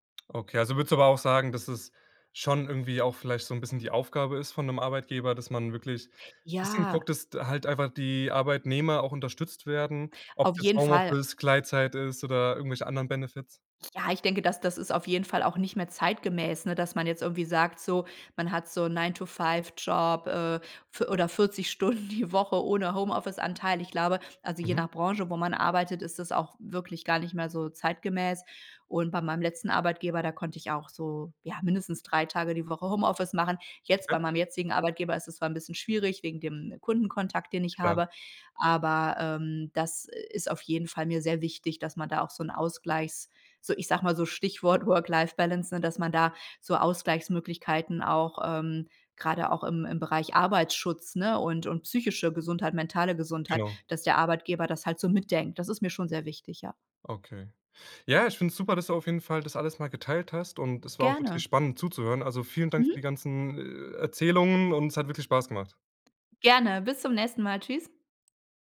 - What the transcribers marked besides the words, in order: in English: "nine to five"; laughing while speaking: "Stunden"; other background noise
- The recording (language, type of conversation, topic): German, podcast, Wie schaffst du die Balance zwischen Arbeit und Privatleben?